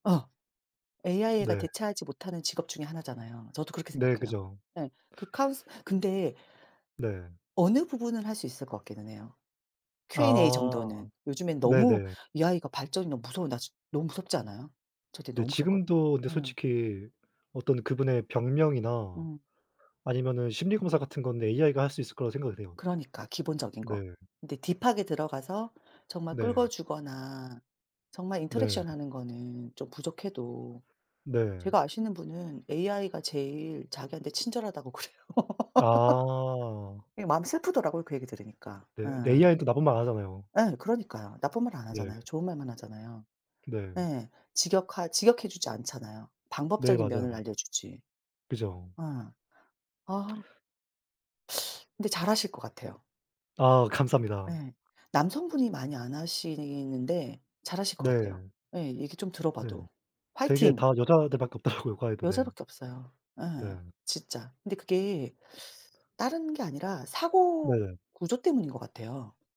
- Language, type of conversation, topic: Korean, unstructured, 봉사활동을 해본 적이 있으신가요? 가장 기억에 남는 경험은 무엇인가요?
- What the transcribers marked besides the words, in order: in English: "딥하게"; in English: "인터랙션"; other background noise; laughing while speaking: "그래요"; laugh; laughing while speaking: "없더라고요"